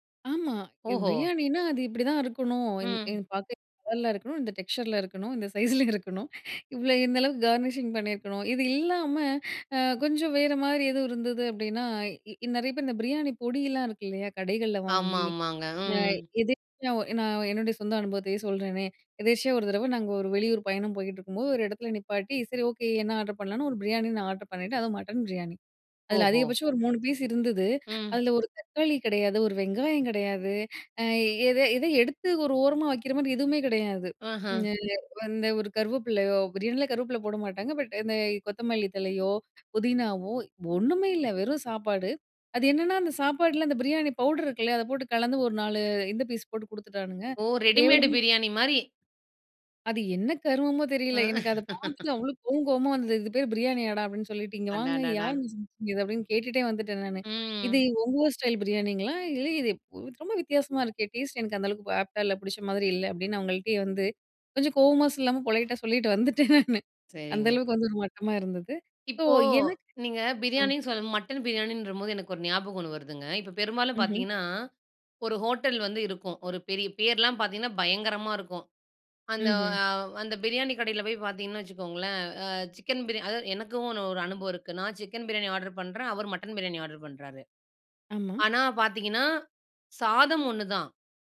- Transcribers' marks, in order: unintelligible speech; in English: "டெக்ஸ்சர்ல"; laughing while speaking: "இந்த சைஸ்ல இருக்கணும்"; inhale; in English: "கார்னிஷிங்"; inhale; in English: "பீஸ்"; inhale; inhale; inhale; laugh; unintelligible speech; in English: "ஆப்டா"; in English: "பொலைட்டா"; laughing while speaking: "சொல்லிட்டு வந்துட்டேன் நானு"
- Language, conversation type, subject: Tamil, podcast, உனக்கு ஆறுதல் தரும் சாப்பாடு எது?